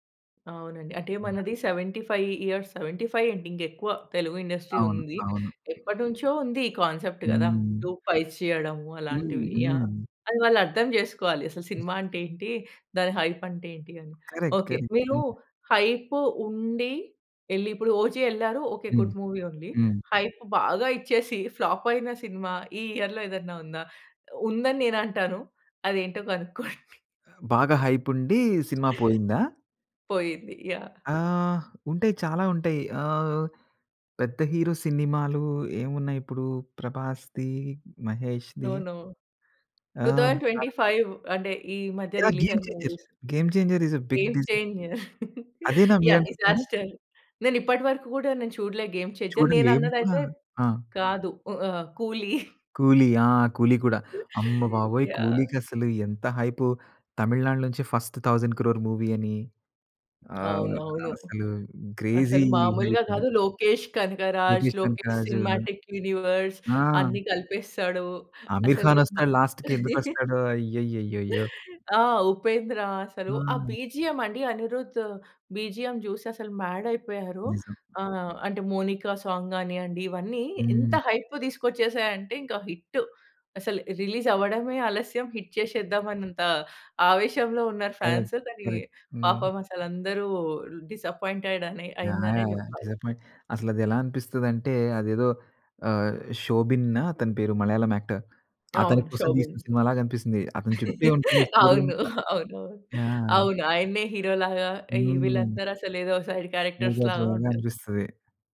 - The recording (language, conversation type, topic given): Telugu, podcast, సోషల్ మీడియాలో వచ్చే హైప్ వల్ల మీరు ఏదైనా కార్యక్రమం చూడాలనే నిర్ణయం మారుతుందా?
- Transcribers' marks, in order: other background noise; in English: "సెవెంటీ ఫైవ్ ఇయర్స్, సెవెంటీ ఫైవ్"; in English: "కాన్సెప్ట్"; in English: "డూప్ ఫైట్స్"; other noise; in English: "కరెక్ట్. కరెక్ట్"; in English: "హైప్"; in English: "హైప్"; in English: "గుడ్ మూవీ"; in English: "హైప్"; in English: "ఫ్లాప్"; in English: "ఇయర్‌లో"; chuckle; in English: "హైప్"; in English: "నో. నో. టూ థౌసండ్ ట్వెంటీ ఫైవ్"; in English: "రిలీజ్"; in English: "మూవీస్"; in English: "ఇస్ ఏ బిగ్"; chuckle; in English: "డిజాస్టర్"; giggle; in English: "హైప్"; in English: "ఫస్ట్ థౌసండ్ క్రోర్ మూవీ"; in English: "క్రేజీ హైప్"; in English: "సినిమాటిక్ యూనివర్స్"; in English: "లాస్ట్‌కి"; laugh; in English: "బీజీఎం"; in English: "బీజీఎం"; in English: "మాడ్"; in English: "సాంగ్"; in English: "హైప్"; in English: "హిట్"; in English: "రిలీజ్"; in English: "హిట్"; in English: "ఫాన్స్"; in English: "కరెక్ట్. కరెక్ట్"; in English: "డిసప్పాయింటెడ్"; in English: "డిసప్పాయింట్"; in English: "యాక్టర్"; laugh; in English: "స్టోరీ"; in English: "సైడ్ క్యారెక్టర్స్‌లాగా"; unintelligible speech